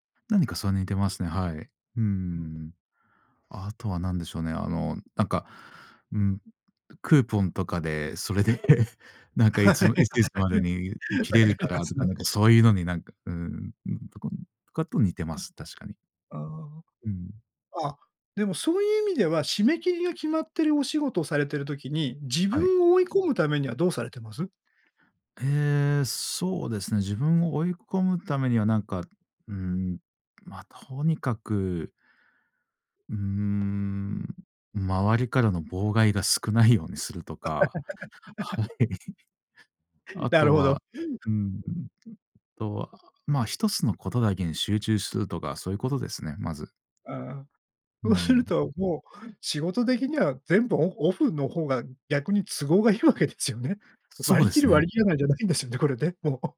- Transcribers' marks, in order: chuckle; laugh; laughing while speaking: "はい はい。分かりますね"; laugh; chuckle; other noise
- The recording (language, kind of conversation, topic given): Japanese, podcast, 通知はすべてオンにしますか、それともオフにしますか？通知設定の基準はどう決めていますか？